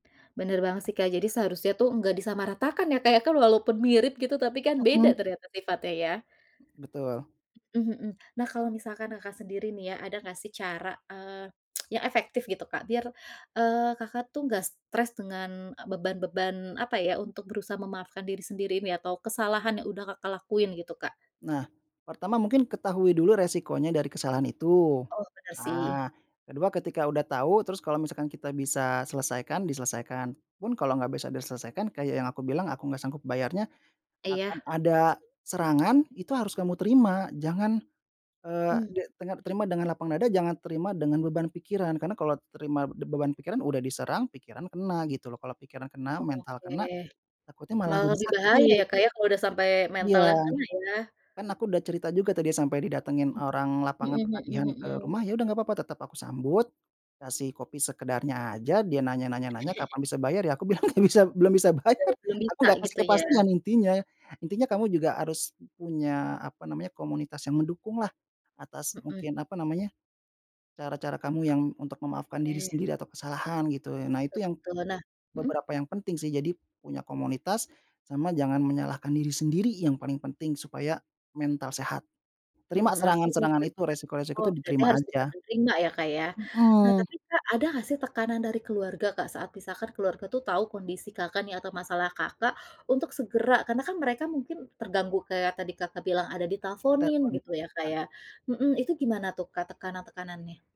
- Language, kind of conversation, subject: Indonesian, podcast, Pernahkah kamu berusaha memaafkan diri sendiri, dan bagaimana prosesnya?
- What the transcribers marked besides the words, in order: other background noise; tsk; drawn out: "sambut"; chuckle; laughing while speaking: "bilang"; laughing while speaking: "bayar"; unintelligible speech